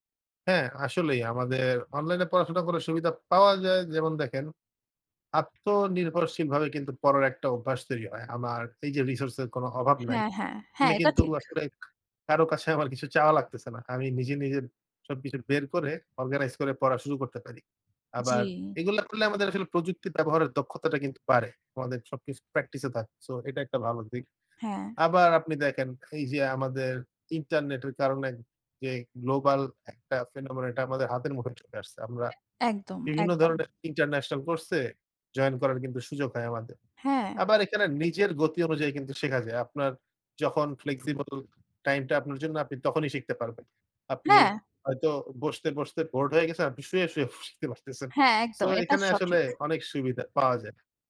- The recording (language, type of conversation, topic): Bengali, unstructured, অনলাইনে পড়াশোনার সুবিধা ও অসুবিধা কী কী?
- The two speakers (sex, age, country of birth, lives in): female, 30-34, Bangladesh, Bangladesh; male, 20-24, Bangladesh, Bangladesh
- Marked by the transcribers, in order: other background noise; tapping; in English: "phenomenon"; laughing while speaking: "শিখতে পারতেছেন"